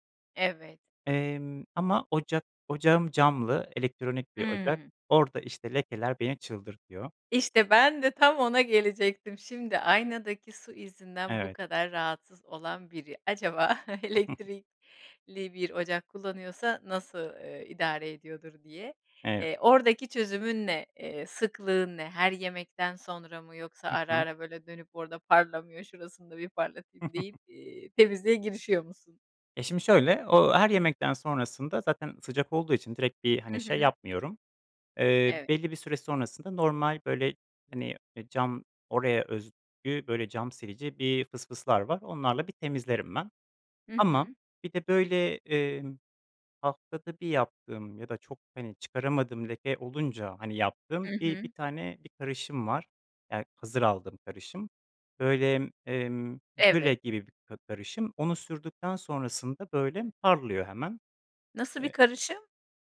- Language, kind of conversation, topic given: Turkish, podcast, Evde temizlik düzenini nasıl kurarsın?
- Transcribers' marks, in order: laughing while speaking: "acaba elektrikli"; chuckle; chuckle; tapping